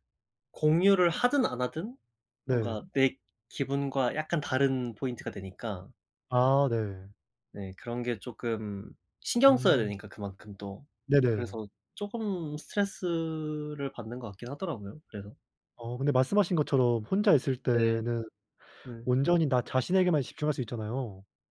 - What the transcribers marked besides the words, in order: tapping
- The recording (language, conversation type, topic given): Korean, unstructured, 스트레스를 받을 때 보통 어떻게 푸세요?